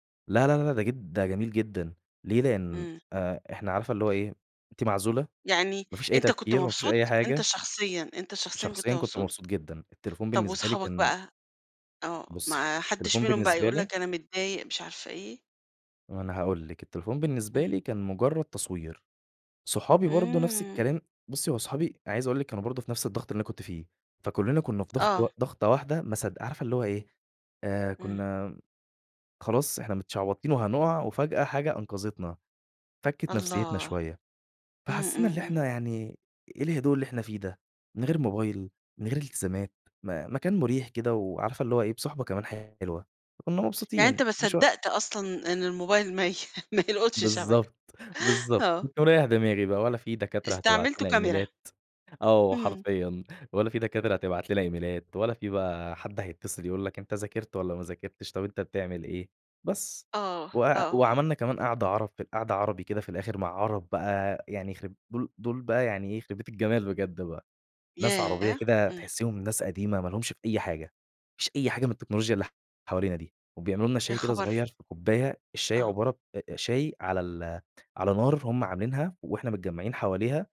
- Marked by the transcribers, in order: laughing while speaking: "ما ي ما يلقُطش شبكة"; in English: "إيميلات"; in English: "إيميلات"
- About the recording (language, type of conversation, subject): Arabic, podcast, إيه آخر حاجة عملتها للتسلية وخلّتك تنسى الوقت؟